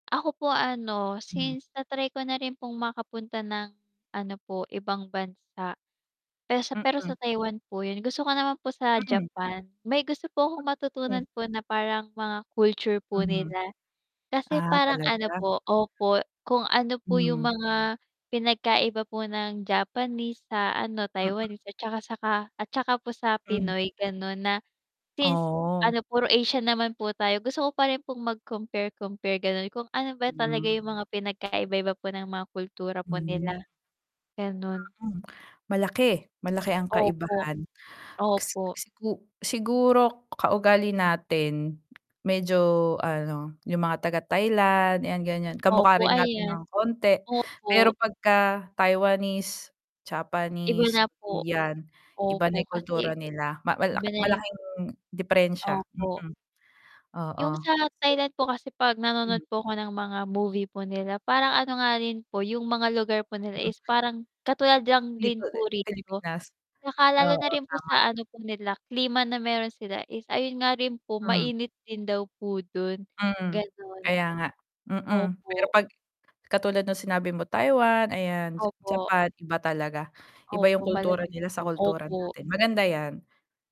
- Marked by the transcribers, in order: other background noise; static; distorted speech; tapping; unintelligible speech
- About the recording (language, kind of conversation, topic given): Filipino, unstructured, Ano ang unang lugar na gusto mong bisitahin sa Pilipinas?